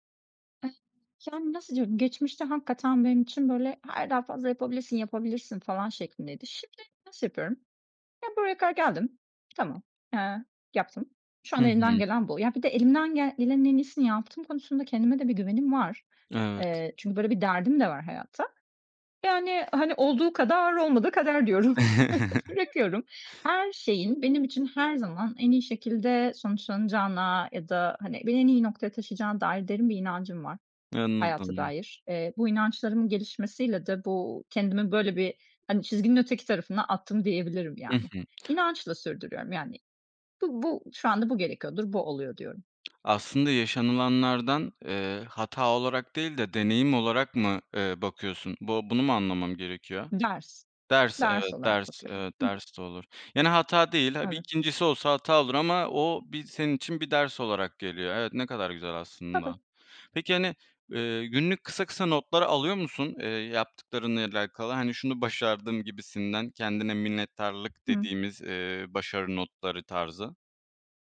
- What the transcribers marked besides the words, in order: other background noise; tapping; chuckle
- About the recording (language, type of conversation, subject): Turkish, podcast, Kendine şefkat göstermek için neler yapıyorsun?